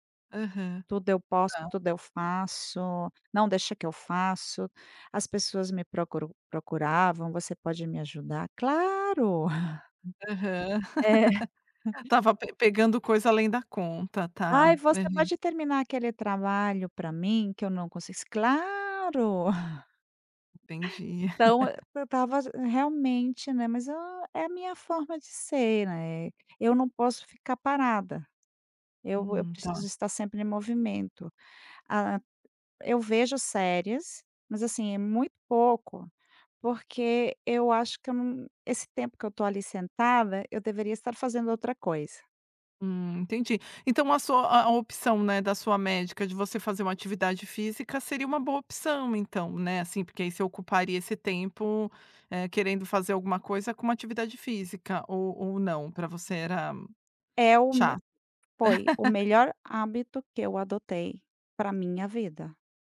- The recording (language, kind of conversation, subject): Portuguese, podcast, Me conta um hábito que te ajuda a aliviar o estresse?
- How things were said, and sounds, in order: laugh; chuckle; other background noise; laughing while speaking: "É"; chuckle; laugh; laugh